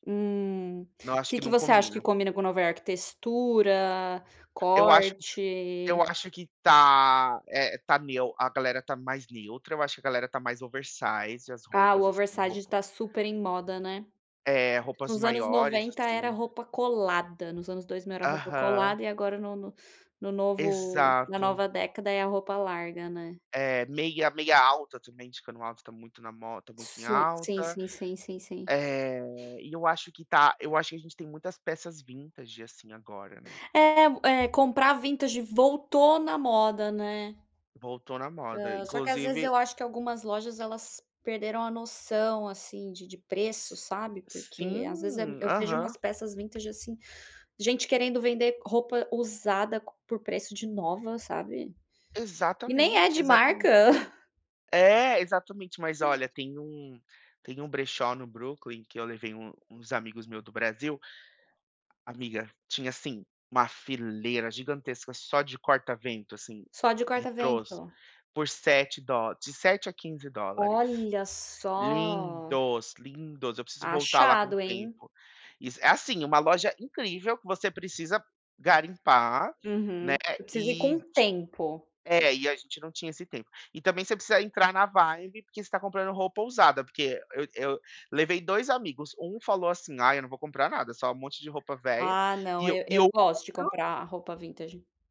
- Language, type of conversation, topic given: Portuguese, unstructured, Como você descreveria seu estilo pessoal?
- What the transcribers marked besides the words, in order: other background noise; in English: "oversize"; in English: "oversize"; tapping; in English: "vintage"; in English: "vintage"; chuckle; in English: "vibe"; in English: "vintage"